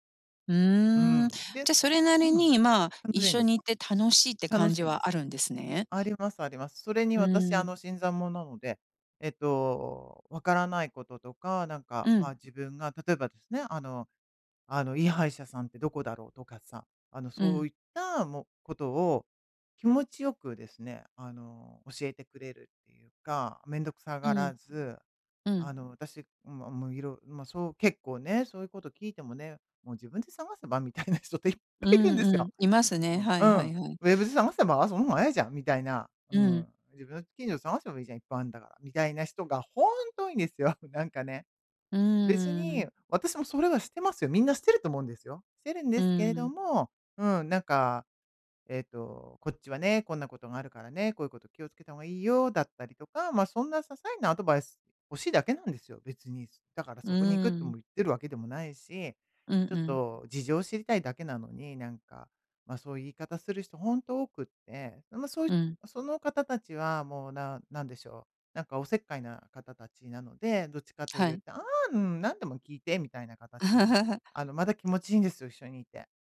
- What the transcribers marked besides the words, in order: tapping; "新参者" said as "しんざんもん"; laughing while speaking: "みたいな人って"; stressed: "いっぱい"; in English: "ウェブ"; laughing while speaking: "多いんですよ。なんかね"; laugh
- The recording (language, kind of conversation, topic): Japanese, advice, 友人の集まりで気まずい雰囲気を避けるにはどうすればいいですか？